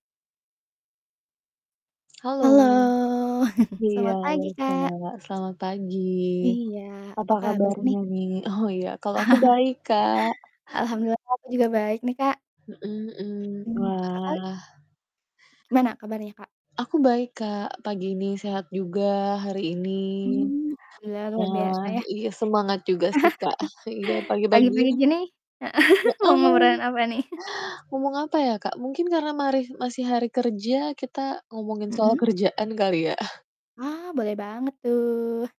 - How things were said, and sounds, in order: drawn out: "Halo"; chuckle; distorted speech; laughing while speaking: "Oh"; chuckle; static; chuckle; laughing while speaking: "heeh"; chuckle; chuckle
- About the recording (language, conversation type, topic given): Indonesian, unstructured, Apa pendapat kamu tentang gaji yang tidak sebanding dengan kerja keras?